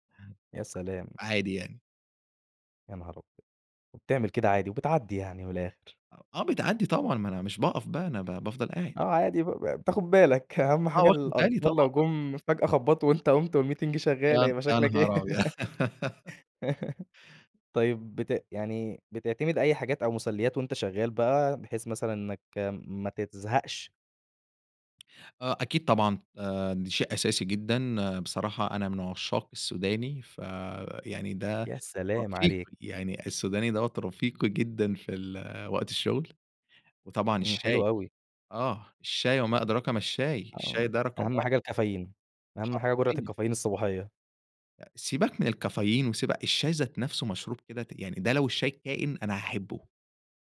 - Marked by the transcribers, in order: tapping; in English: "والmeeting"; laugh
- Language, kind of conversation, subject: Arabic, podcast, إزاي تخلي البيت مناسب للشغل والراحة مع بعض؟